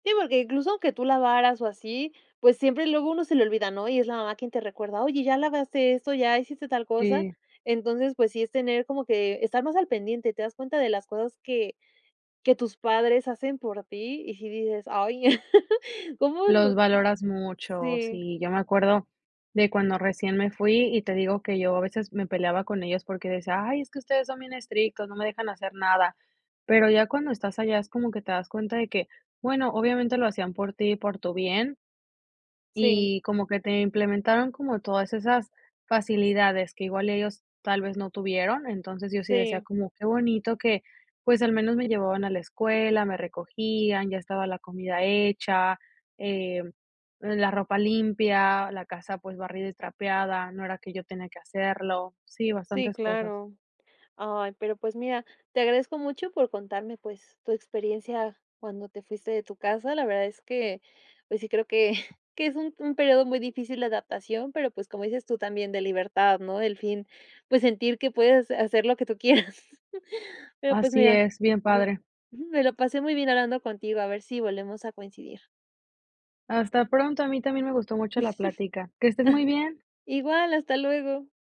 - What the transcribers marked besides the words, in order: laugh; laugh; laugh
- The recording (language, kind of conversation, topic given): Spanish, podcast, ¿A qué cosas te costó más acostumbrarte cuando vivías fuera de casa?